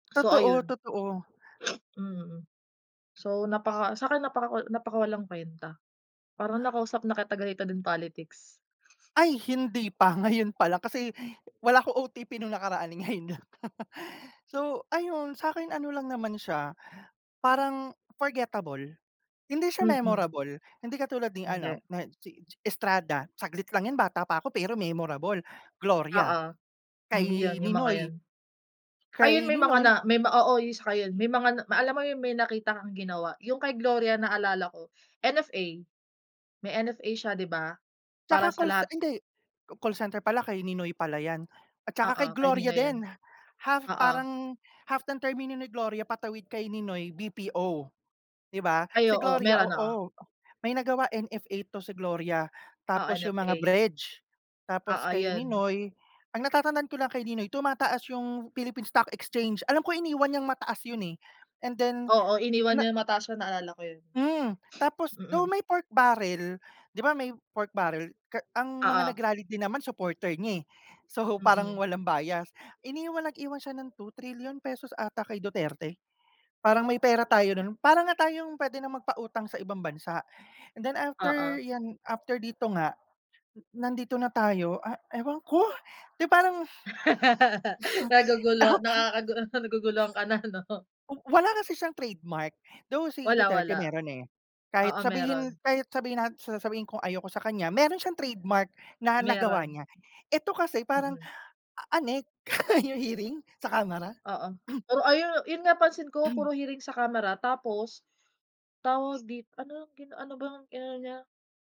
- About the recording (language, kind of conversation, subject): Filipino, unstructured, Ano ang opinyon mo tungkol sa kasalukuyang sistema ng pamahalaan sa ating bansa?
- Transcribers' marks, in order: other noise; laughing while speaking: "ngayon lang"; laugh; laughing while speaking: "nakakagu naguguluhan ka na, 'no?"; laughing while speaking: "yung"; throat clearing; "ayun" said as "ayu"; throat clearing